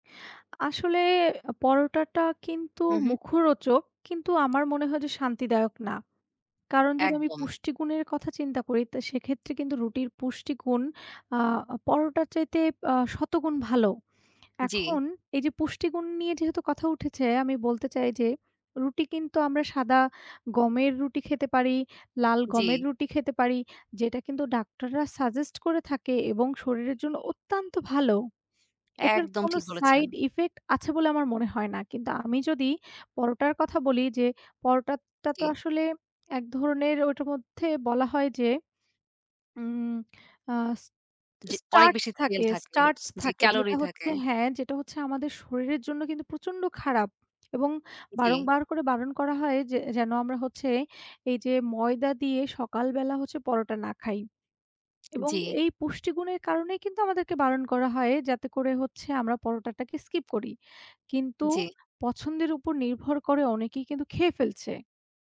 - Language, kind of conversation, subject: Bengali, unstructured, সকালের নাস্তা হিসেবে আপনি কোনটি বেছে নেবেন—রুটি নাকি পরোটা?
- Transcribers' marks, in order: none